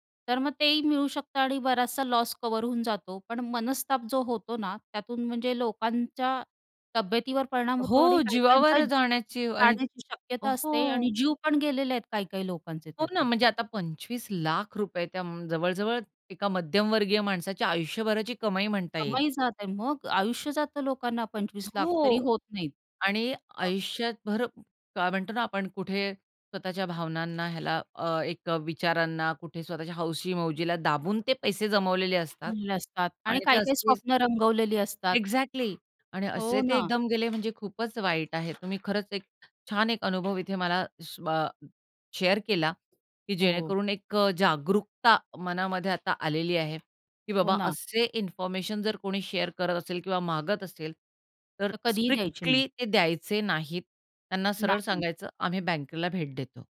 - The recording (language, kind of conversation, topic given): Marathi, podcast, ऑनलाईन ओळखीवर तुम्ही विश्वास कसा ठेवता?
- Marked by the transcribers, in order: tapping; "आयुष्यभर" said as "आयुष्यात"; other background noise; in English: "शेअर"; stressed: "जागरूकता"; in English: "शेअर"; in English: "स्ट्रिक्टली"